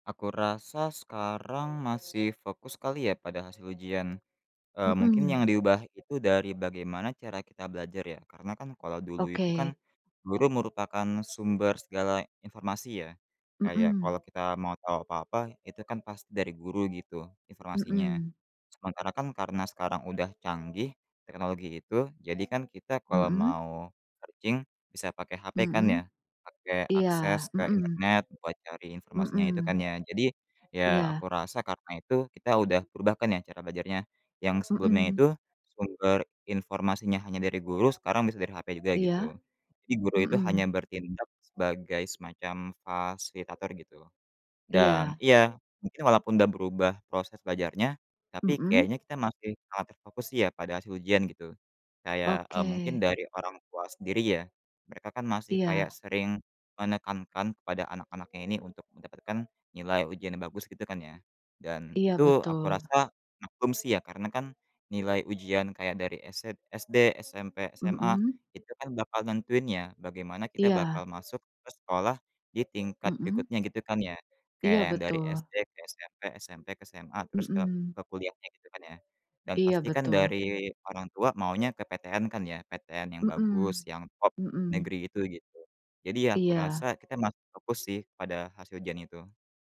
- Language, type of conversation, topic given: Indonesian, unstructured, Apakah sekolah terlalu fokus pada hasil ujian dibandingkan proses belajar?
- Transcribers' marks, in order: other background noise; in English: "searching"; tapping